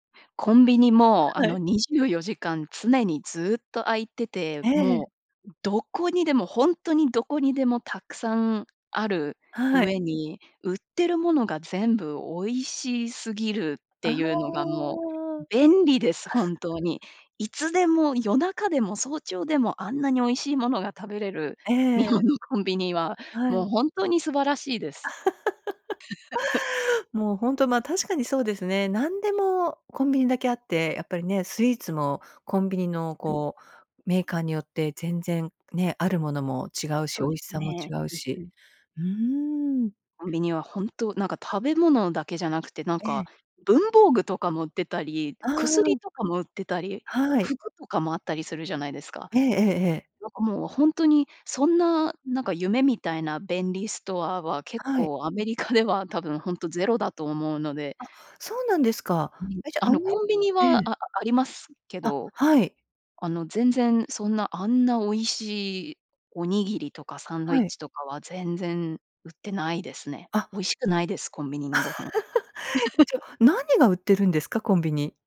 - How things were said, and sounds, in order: laughing while speaking: "はい"; chuckle; laughing while speaking: "日本のコンビニは"; laugh; other background noise; laughing while speaking: "アメリカでは"; laugh
- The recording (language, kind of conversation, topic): Japanese, podcast, 故郷で一番恋しいものは何ですか？